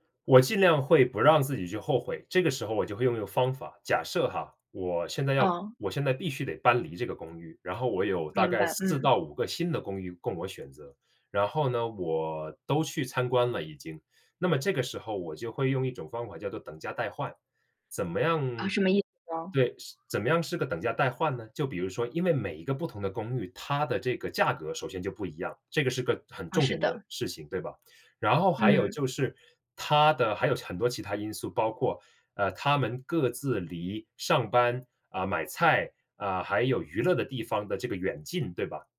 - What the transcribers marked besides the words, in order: none
- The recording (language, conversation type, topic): Chinese, podcast, 选项太多时，你一般怎么快速做决定？